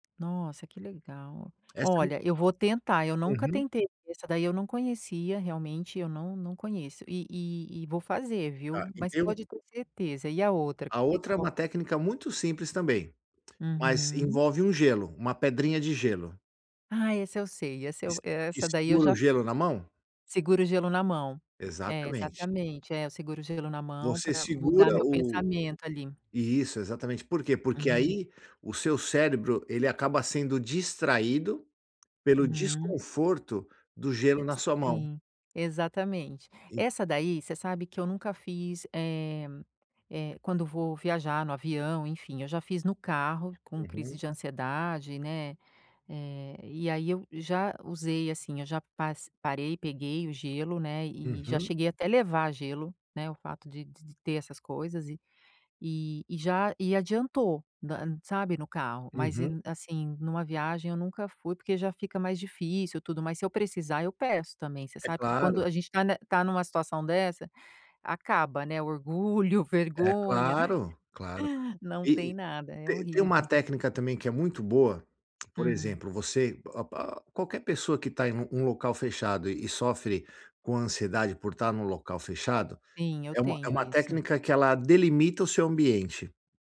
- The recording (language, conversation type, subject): Portuguese, advice, Como posso lidar com a ansiedade ao viajar para um lugar novo?
- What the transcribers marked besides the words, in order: tapping; laugh